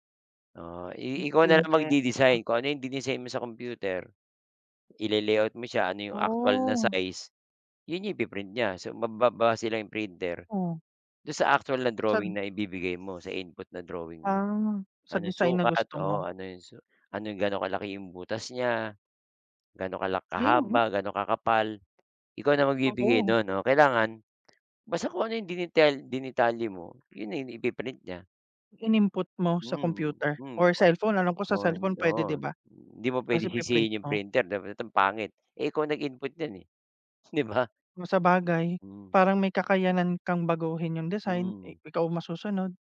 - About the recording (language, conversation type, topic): Filipino, unstructured, Anong problema ang nais mong lutasin sa pamamagitan ng pag-imprenta sa tatlong dimensiyon?
- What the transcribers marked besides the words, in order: laughing while speaking: "di ba?"